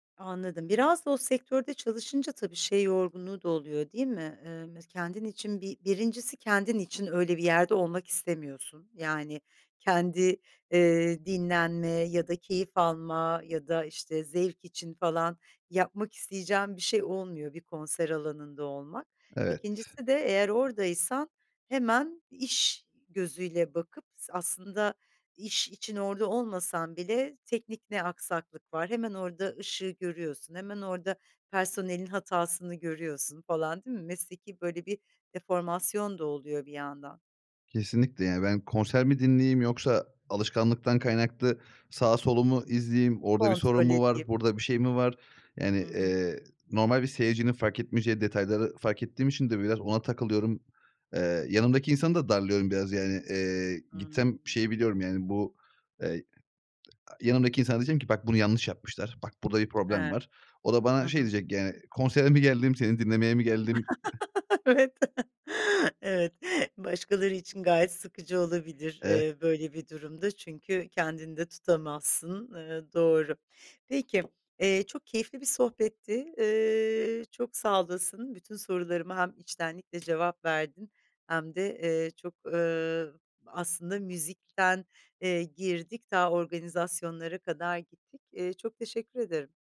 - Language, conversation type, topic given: Turkish, podcast, İki farklı müzik zevkini ortak bir çalma listesinde nasıl dengelersin?
- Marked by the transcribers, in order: tapping; chuckle; laughing while speaking: "Evet"; chuckle; other background noise; chuckle